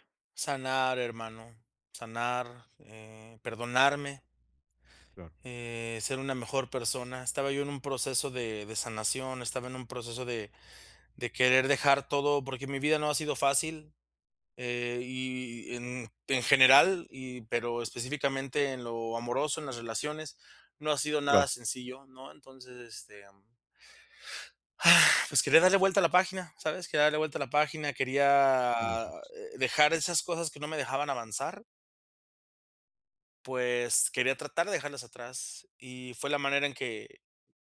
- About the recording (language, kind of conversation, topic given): Spanish, advice, Enfrentar la culpa tras causar daño
- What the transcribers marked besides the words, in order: sigh; drawn out: "quería"; unintelligible speech